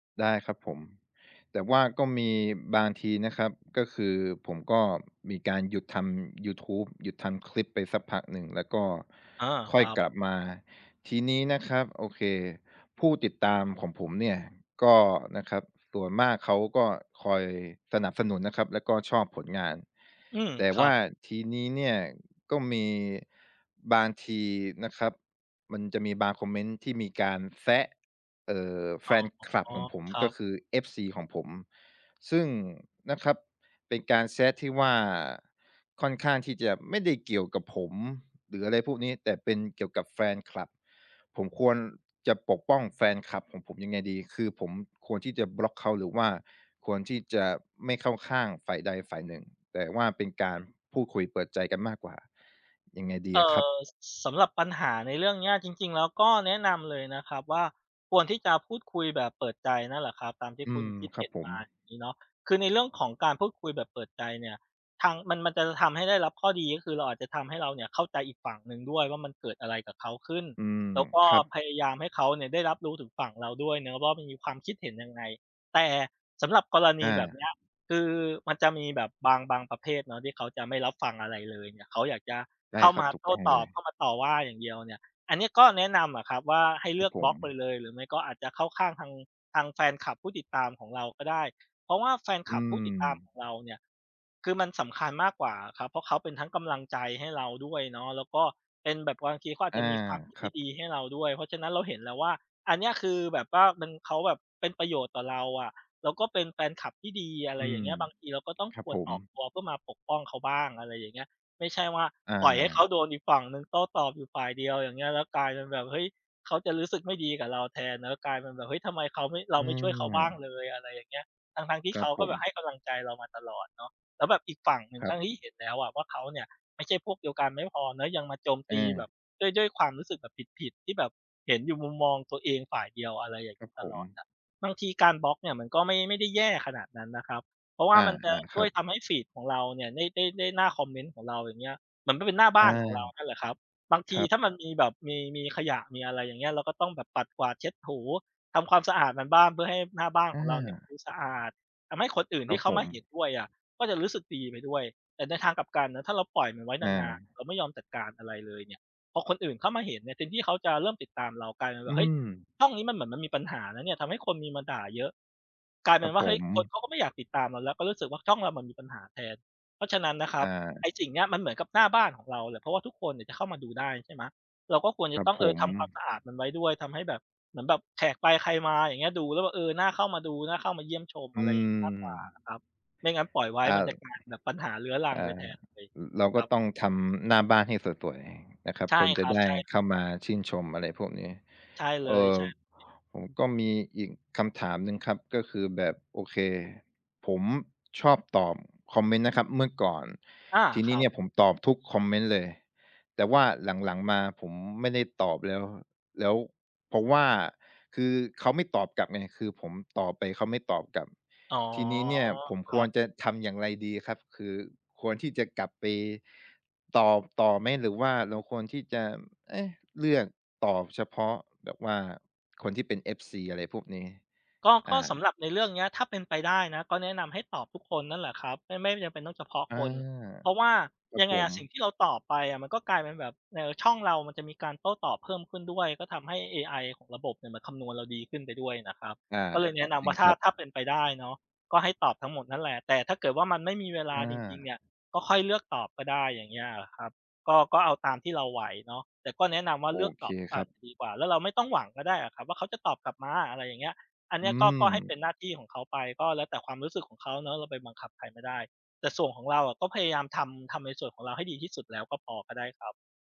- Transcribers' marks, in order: other background noise; other noise; tapping; drawn out: "อา"; drawn out: "อ๋อ"
- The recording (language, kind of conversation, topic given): Thai, advice, คุณเคยได้รับคำวิจารณ์ผลงานบนโซเชียลมีเดียแบบไหนที่ทำให้คุณเสียใจ?